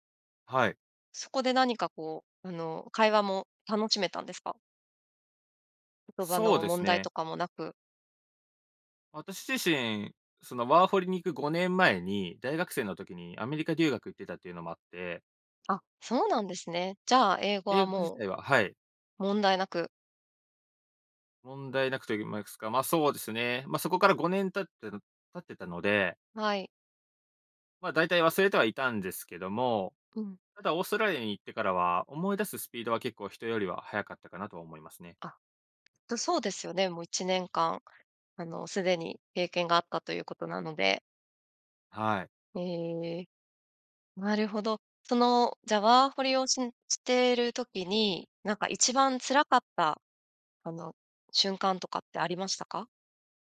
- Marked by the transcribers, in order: other background noise
- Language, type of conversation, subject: Japanese, podcast, 初めて一人でやり遂げたことは何ですか？